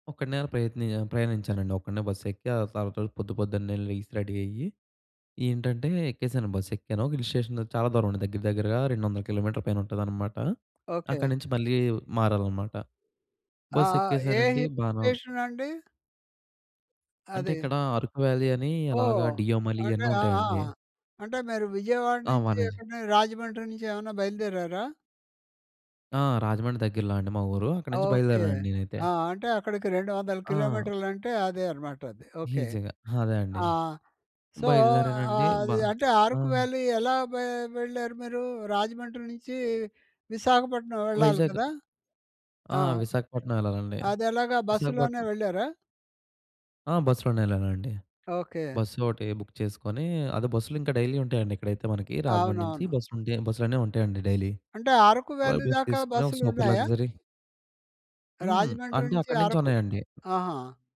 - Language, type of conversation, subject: Telugu, podcast, ఒంటరిగా ఉన్నప్పుడు మీకు ఎదురైన అద్భుతమైన క్షణం ఏది?
- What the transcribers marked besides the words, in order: in English: "రెడీ"; in English: "హిల్ స్టేషన్"; in English: "హిల్ స్టేషన్"; other background noise; other street noise; in English: "సో"; in English: "బుక్"; in English: "డైలీ"; in English: "డైలీ"; in English: "సూపర్ లగ్జరీ"; tapping